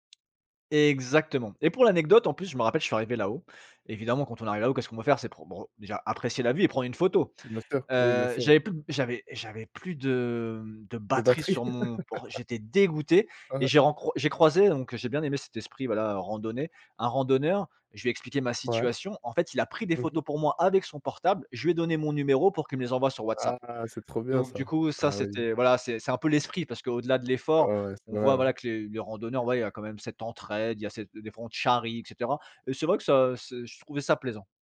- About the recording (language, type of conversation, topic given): French, podcast, Quelle est l’une de tes plus belles randonnées, et pourquoi t’a-t-elle marqué(e) ?
- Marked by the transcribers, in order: tapping; laugh; stressed: "dégoûté"